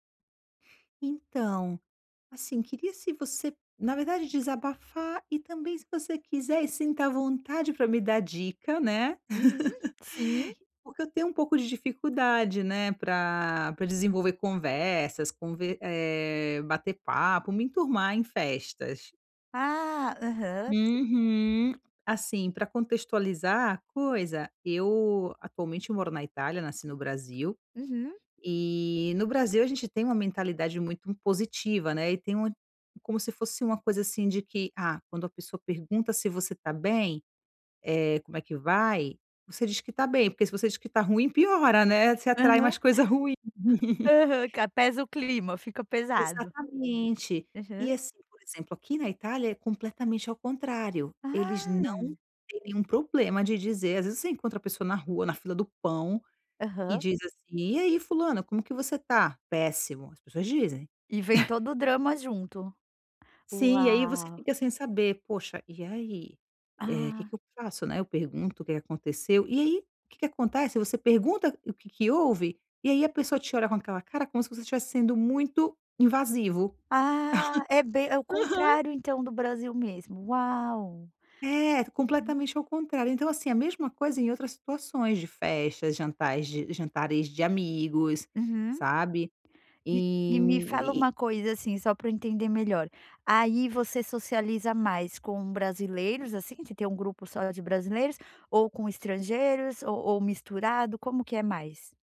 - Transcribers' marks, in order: laugh; tapping; laugh; laugh; laugh; "jantares" said as "jantais"
- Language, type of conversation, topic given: Portuguese, advice, Como posso melhorar minha habilidade de conversar e me enturmar em festas?